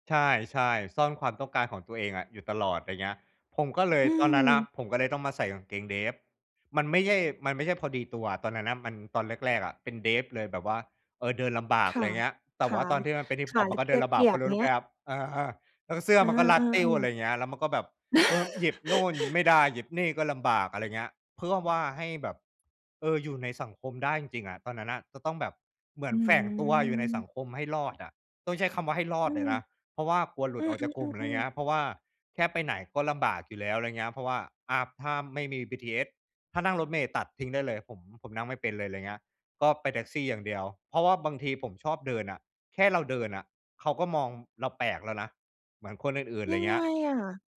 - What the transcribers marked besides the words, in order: chuckle; drawn out: "อืม"
- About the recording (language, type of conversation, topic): Thai, podcast, คุณมักเลือกที่จะเป็นตัวของตัวเองมากกว่าหรือปรับตัวให้เข้ากับสังคมมากกว่ากัน?